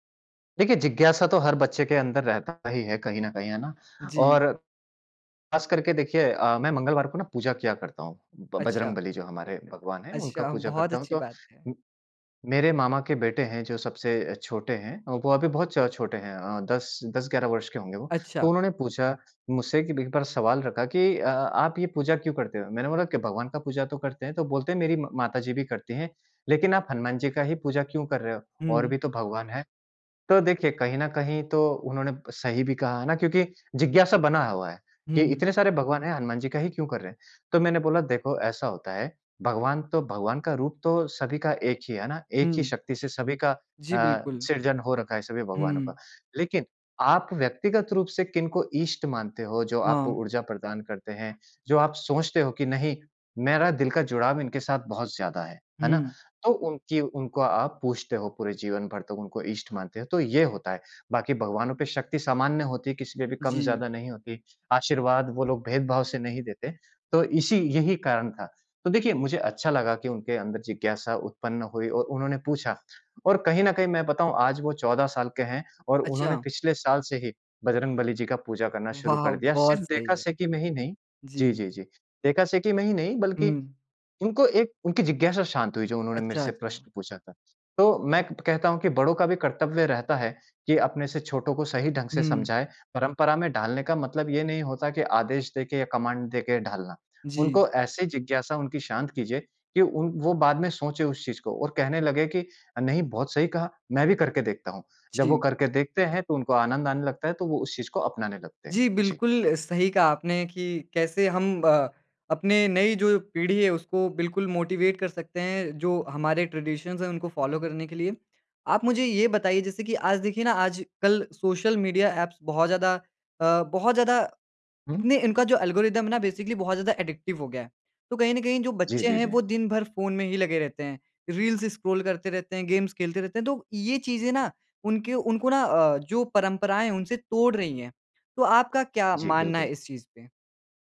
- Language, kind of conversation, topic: Hindi, podcast, नई पीढ़ी तक परंपराएँ पहुँचाने का आपका तरीका क्या है?
- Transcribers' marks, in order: in English: "कमांड"; in English: "मोटिवेट"; in English: "ट्रेडिशंस"; in English: "फॉलो"; in English: "एप्स"; in English: "एल्गोरिदम"; in English: "बेसिकली"; in English: "एडिक्टिव"; in English: "रील्स स्क्रॉल"; in English: "गेम्स"